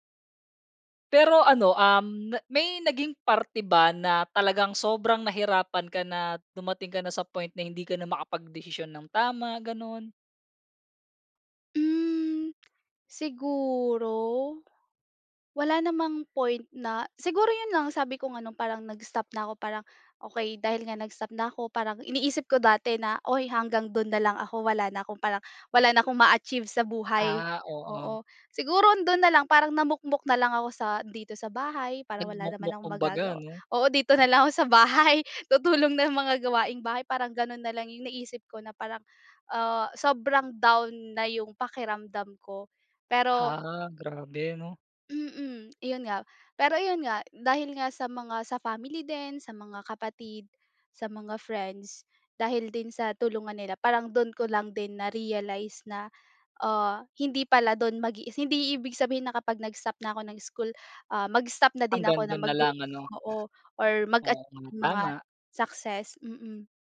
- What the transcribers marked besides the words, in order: tapping; laughing while speaking: "dito na lang ako sa bahay"; other background noise
- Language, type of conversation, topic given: Filipino, podcast, Ano ang pinaka-memorable na learning experience mo at bakit?